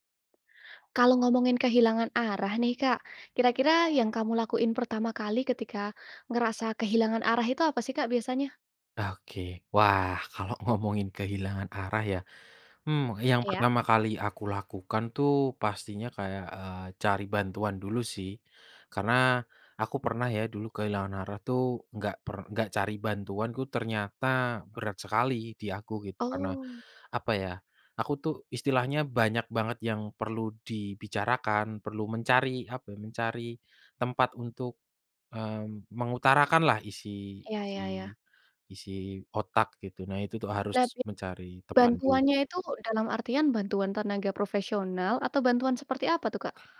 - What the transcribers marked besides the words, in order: other background noise; laughing while speaking: "ngomongin"
- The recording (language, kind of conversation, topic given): Indonesian, podcast, Apa yang kamu lakukan kalau kamu merasa kehilangan arah?